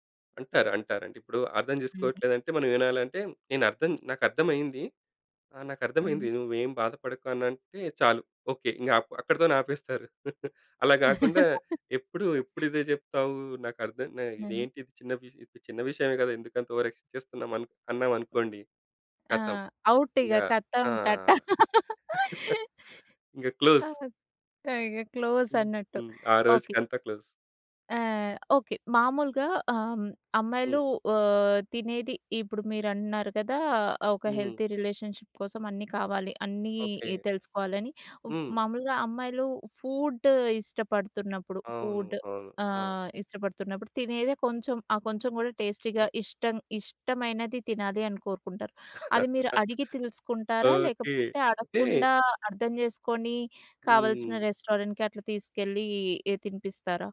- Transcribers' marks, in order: laugh; chuckle; in English: "ఓవర్ యాక్షన్"; in English: "అవుట్"; in Hindi: "ఖతం"; in Hindi: "ఖతం"; laugh; chuckle; in English: "క్లోజ్"; in English: "క్లోజ్"; in English: "క్లోజ్"; in English: "హెల్తీ రిలేషన్‌షిప్"; in English: "ఫుడ్"; in English: "ఫుడ్"; in English: "టేస్టీగా"; other noise; laugh; in English: "రెస్టారెంట్‍కి"
- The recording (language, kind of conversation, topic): Telugu, podcast, ఎవరైనా వ్యక్తి అభిరుచిని తెలుసుకోవాలంటే మీరు ఏ రకమైన ప్రశ్నలు అడుగుతారు?